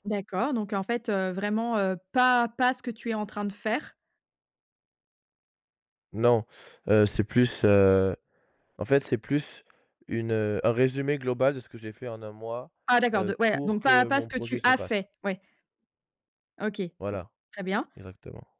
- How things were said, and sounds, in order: tapping; stressed: "as"
- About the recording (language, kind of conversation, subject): French, podcast, Comment trouves-tu l’équilibre entre créer et partager ?